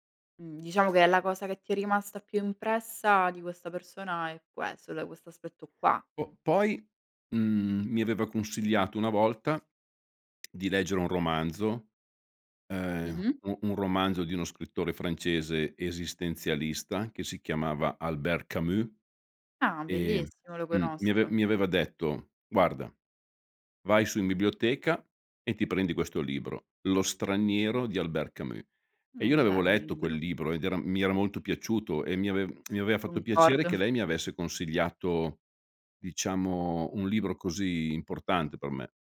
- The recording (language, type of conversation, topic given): Italian, podcast, Quale insegnante ti ha segnato di più e perché?
- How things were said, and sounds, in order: tsk